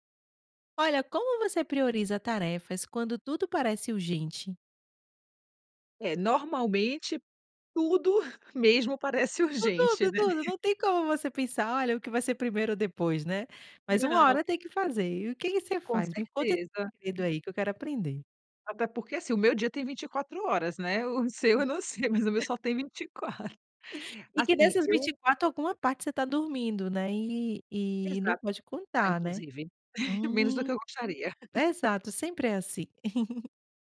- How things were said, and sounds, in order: giggle; other noise; chuckle; laughing while speaking: "O seu eu não sei … vinte e quatro"; laugh
- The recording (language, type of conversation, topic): Portuguese, podcast, Como você prioriza tarefas quando tudo parece urgente?